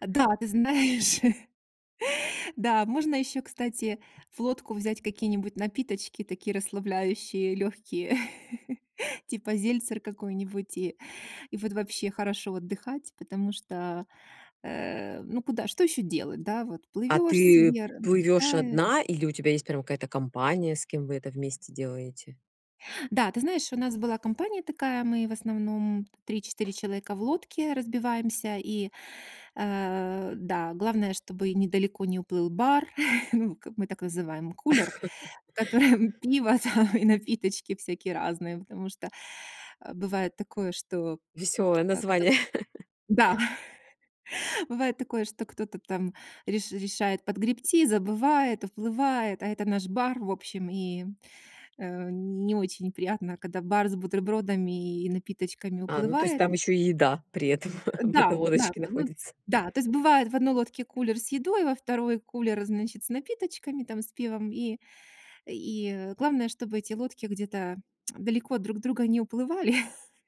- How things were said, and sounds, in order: laugh; laugh; unintelligible speech; chuckle; laugh; laughing while speaking: "в котором пиво там"; laugh; chuckle; tsk; chuckle
- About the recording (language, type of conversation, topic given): Russian, podcast, Как природа учит нас замедляться и по-настоящему видеть мир?